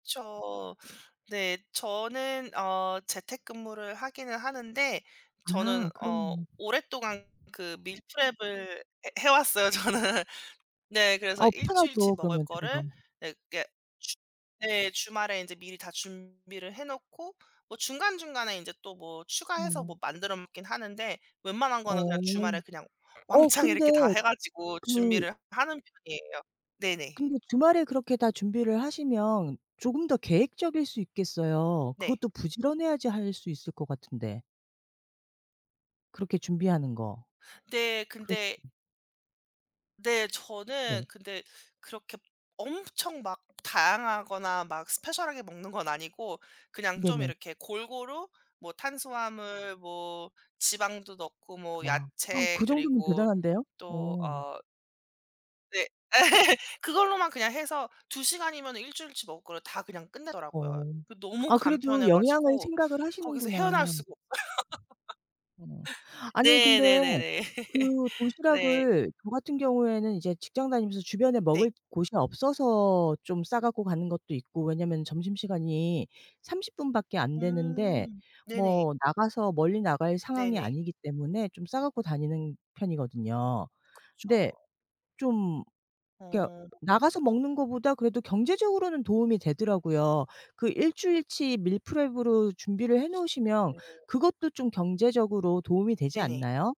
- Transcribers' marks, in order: other background noise; laughing while speaking: "저는"; tapping; gasp; laugh; laughing while speaking: "없어요"; laugh
- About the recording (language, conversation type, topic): Korean, unstructured, 매일 도시락을 싸서 가져가는 것과 매일 학교 식당에서 먹는 것 중 어떤 선택이 더 좋을까요?